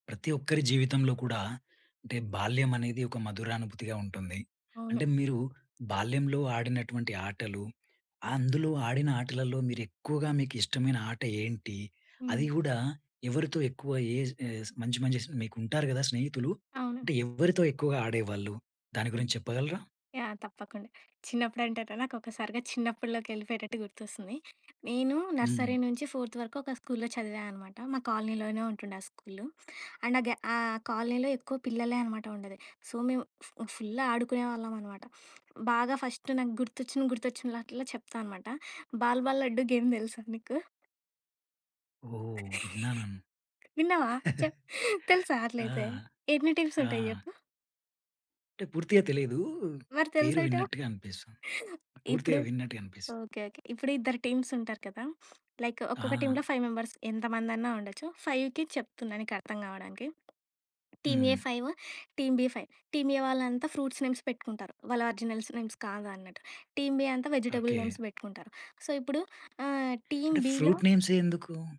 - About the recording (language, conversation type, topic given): Telugu, podcast, నీ చిన్నప్పటి ప్రియమైన ఆట ఏది, దాని గురించి చెప్పగలవా?
- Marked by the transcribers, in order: other background noise; in English: "ఏజ్"; tapping; in English: "నర్సరీ"; in English: "ఫోర్త్"; in English: "అండ్"; in English: "సో"; in English: "ఫుల్"; in English: "ఫస్ట్"; in English: "బాల్ బాల్"; in English: "గేమ్"; laugh; in English: "టీమ్స్"; chuckle; in English: "టీమ్స్"; sniff; in English: "టీమ్‌లో ఫైవ్ మెంబర్స్"; in English: "ఫైవ్‌కి"; in English: "టీమ్ ఏ"; in English: "టీమ్ బి ఫైవ్. టీమ్ ఏ"; in English: "ఫ్రూట్స్ నేమ్స్"; in English: "ఒరిజినల్స్ నేమ్స్"; in English: "టీమ్ బి"; in English: "వెజిటబుల్ నేమ్స్"; in English: "సో"; in English: "టీమ్ బిలో"; in English: "ఫ్రూట్"